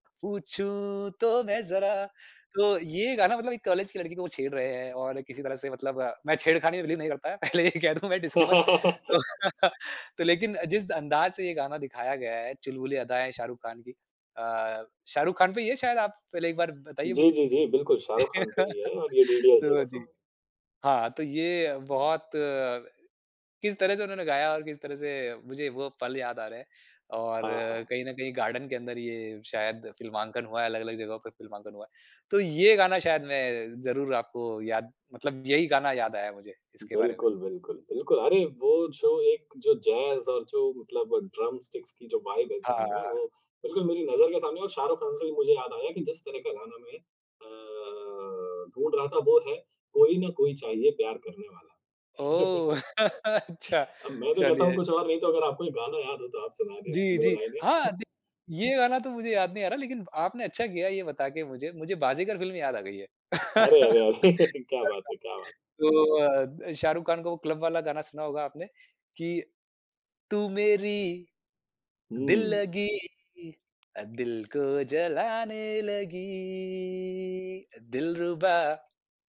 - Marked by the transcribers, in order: singing: "पूछूँ तो मैं ज़रा"; in English: "बिलीव"; laugh; laughing while speaking: "पहले ये कह दूँ मैं डिस्क्लेमर"; in English: "डिस्क्लेमर"; chuckle; in English: "सॉन्ग"; chuckle; in English: "गार्डन"; in English: "फ़िल्मांकन"; in English: "जैज़"; in English: "ड्रम स्टिक्स"; in English: "वाइब"; drawn out: "अ"; chuckle; laugh; laughing while speaking: "अच्छा चलिए"; chuckle; laughing while speaking: "अरे क्या बात है, क्या बात"; laugh; unintelligible speech; in English: "क्लब"; singing: "तू मेरी दिल लगी, दिल को जलाने लगी। दिलरुबा"
- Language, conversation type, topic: Hindi, podcast, कौन-सा गाना आपको किसी फ़िल्म के किसी खास दृश्य की याद दिलाता है?